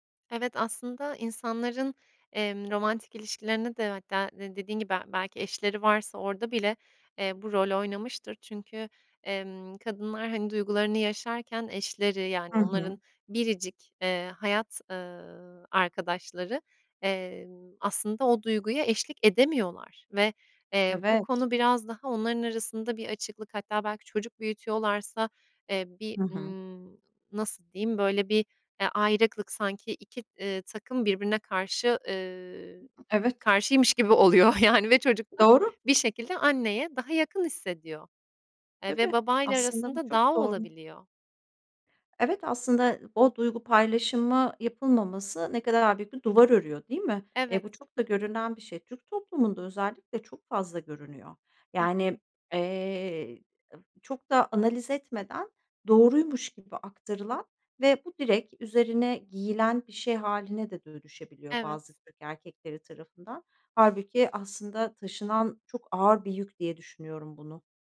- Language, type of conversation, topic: Turkish, podcast, Evinizde duyguları genelde nasıl paylaşırsınız?
- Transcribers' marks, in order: other background noise; laughing while speaking: "yani"; other noise